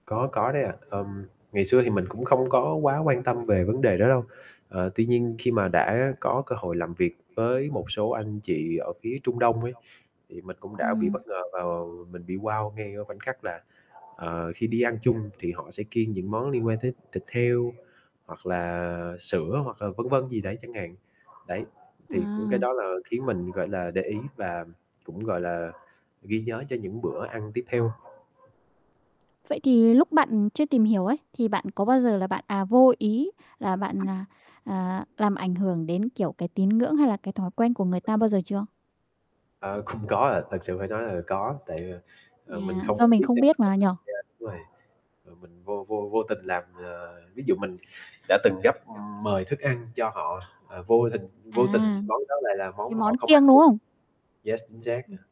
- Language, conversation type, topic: Vietnamese, podcast, Bạn có thể kể về trải nghiệm kết bạn với người bản địa của mình không?
- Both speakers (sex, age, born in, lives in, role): female, 20-24, Vietnam, Vietnam, host; male, 25-29, Vietnam, Vietnam, guest
- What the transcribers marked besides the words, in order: static; other background noise; dog barking; tapping; laughing while speaking: "cũng"; distorted speech; unintelligible speech; laughing while speaking: "tình"; laughing while speaking: "không ăn được"; in English: "Yes"